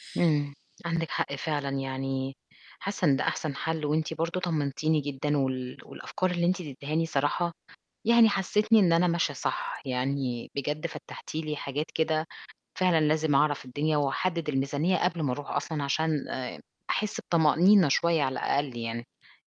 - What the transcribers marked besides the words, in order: none
- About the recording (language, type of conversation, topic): Arabic, advice, إزاي كانت تجربة انتقالك للعيش في مدينة أو بلد جديد؟